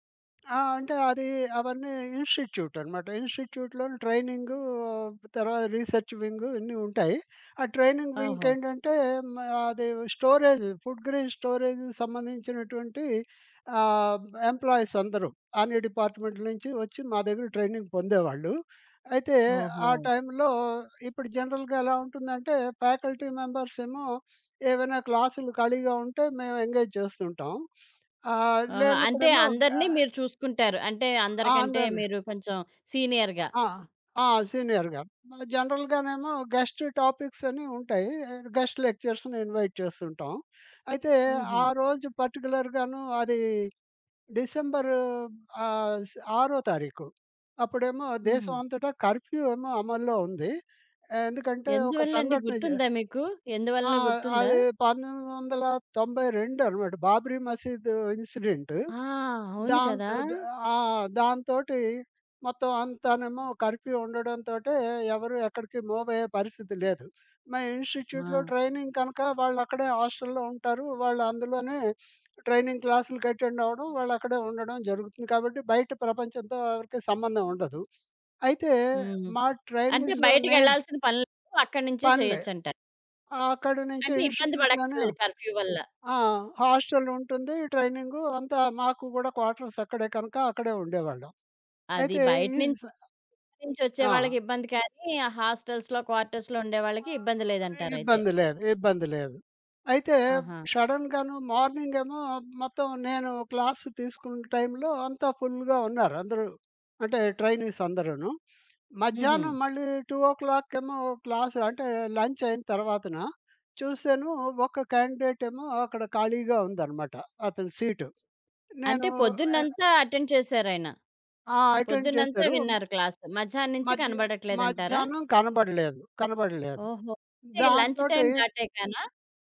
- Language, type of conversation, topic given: Telugu, podcast, ఒకసారి మీరు సహాయం కోరినప్పుడు మీ జీవితం ఎలా మారిందో వివరించగలరా?
- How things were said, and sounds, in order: tapping; in English: "ఇన్‌స్టిట్యూట్"; other background noise; in English: "ట్రైనింగ్ వింగ్"; in English: "స్టోరేజ్, ఫుడ్ గ్రెన్ స్టోరేజ్‌కి"; in English: "ఎంప్లాయీస్"; in English: "ట్రైనింగ్"; in English: "జనరల్‌గా"; in English: "ఫ్యాకల్టీ మెంబర్స్"; sniff; in English: "ఎంగేజ్"; sniff; in English: "సీనియర్‌గా"; in English: "సీనియర్‌గా"; in English: "గెస్ట్ టాపిక్స్"; in English: "గెస్ట్ లెక్చరర్స్‌ని ఇన్‌వైట్"; in English: "పర్టిక్యులర్"; in English: "కర్ఫ్యూ"; in English: "ఇన్సిడెంట్"; in English: "కర్ఫ్యూ"; in English: "మూవ్"; in English: "ఇన్‌స్టిట్యూట్‌లో ట్రైనింగ్"; in English: "హాస్టల్‌లో"; sniff; in English: "అటెండ్"; in English: "ట్రైనింగ్స్‌లో"; in English: "ఇన్‌స్టిట్యూట్‌లోనే"; in English: "కర్ఫ్యూ"; in English: "హాస్టల్"; in English: "క్వార్టర్స్"; in English: "హాస్టల్స్‌లో క్వార్టర్స్‌లో"; in English: "షడెన్‌గాను మార్నింగ్"; in English: "క్లాస్"; in English: "ఫుల్‌గా"; in English: "ట్రైనీస్"; sniff; in English: "టూ ఓ క్లాక్"; in English: "క్లాస్"; in English: "లంచ్"; in English: "క్యాండిడేట్"; in English: "అటెండ్"; in English: "అటెండ్"; in English: "క్లాస్"; in English: "లంచ్ టైమ్"